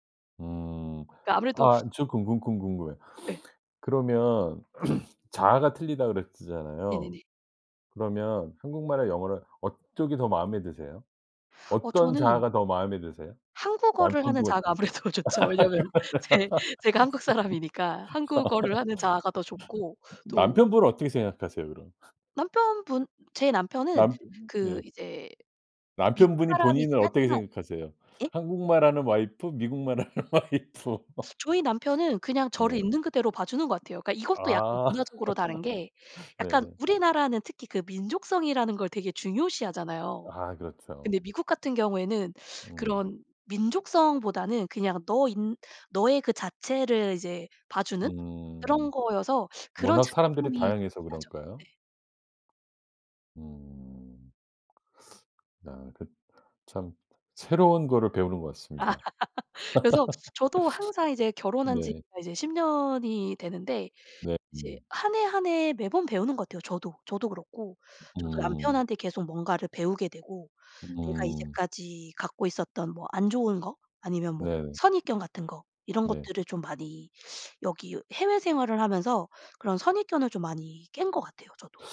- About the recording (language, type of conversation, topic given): Korean, podcast, 언어가 정체성에 어떤 역할을 한다고 생각하시나요?
- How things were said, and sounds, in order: sniff; throat clearing; "어떤 게" said as "엇뜨게"; laughing while speaking: "아무래도 좋죠. 왜냐면 제"; tapping; laugh; other background noise; laughing while speaking: "하는 와이프"; laugh; laugh; laugh